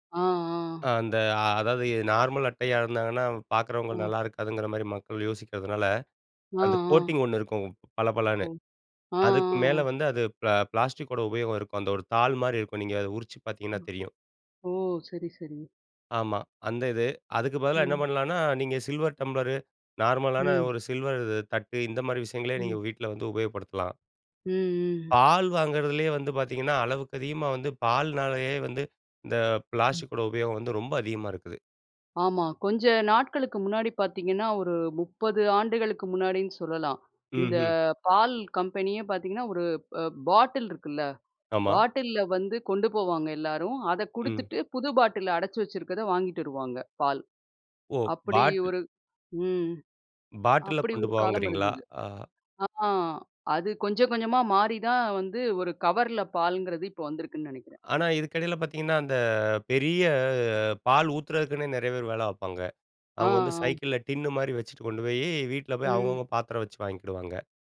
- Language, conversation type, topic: Tamil, podcast, பிளாஸ்டிக் பயன்படுத்தாமல் நாளை முழுவதும் நீங்கள் எப்படி கழிப்பீர்கள்?
- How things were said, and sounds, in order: in English: "கோட்டிங்"; drawn out: "அந்த"